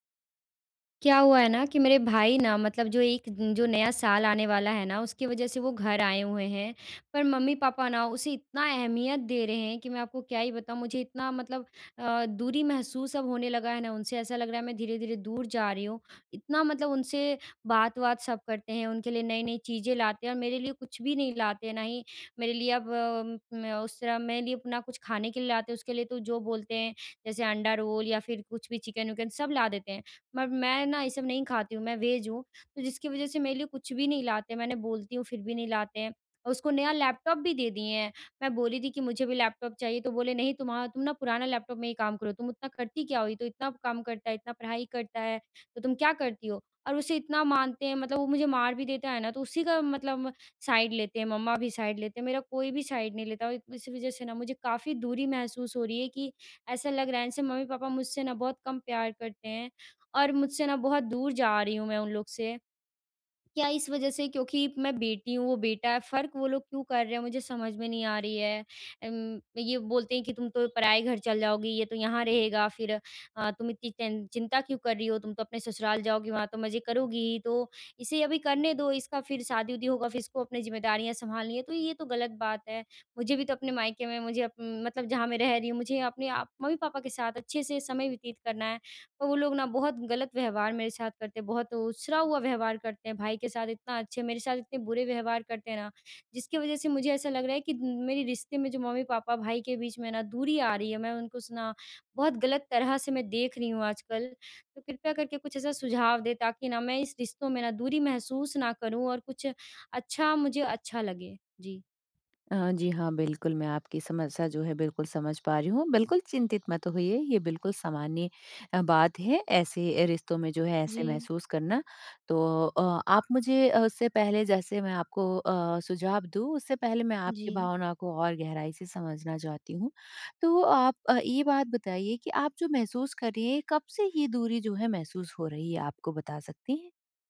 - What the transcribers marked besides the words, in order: in English: "वेज़"; in English: "साइड"; in English: "साइड"; in English: "साइड"; horn; other background noise
- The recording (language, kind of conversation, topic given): Hindi, advice, मैं अपने रिश्ते में दूरी क्यों महसूस कर रहा/रही हूँ?